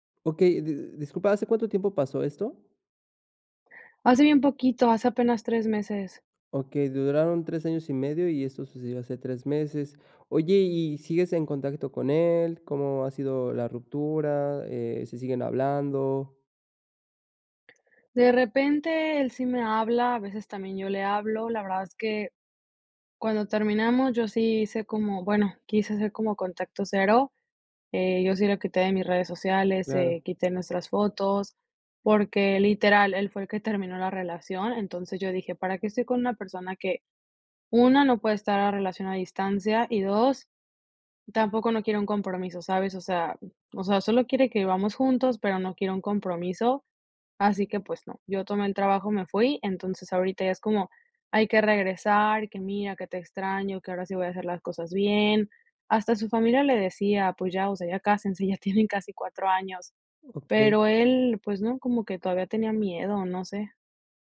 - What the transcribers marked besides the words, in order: none
- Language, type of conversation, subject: Spanish, advice, ¿Cómo puedo afrontar la ruptura de una relación larga?